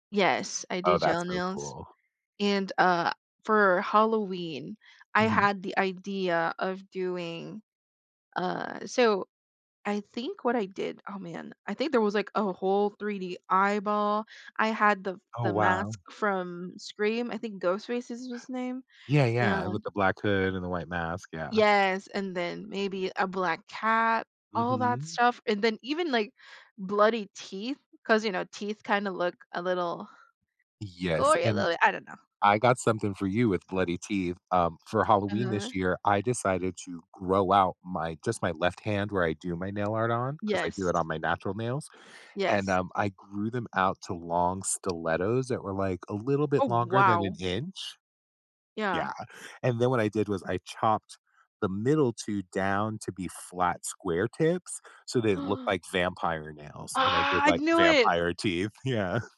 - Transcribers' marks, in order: other background noise; gasp; drawn out: "Ah"; laughing while speaking: "Yeah"
- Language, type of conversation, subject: English, unstructured, Should I turn my hobby into paid work or keep it fun?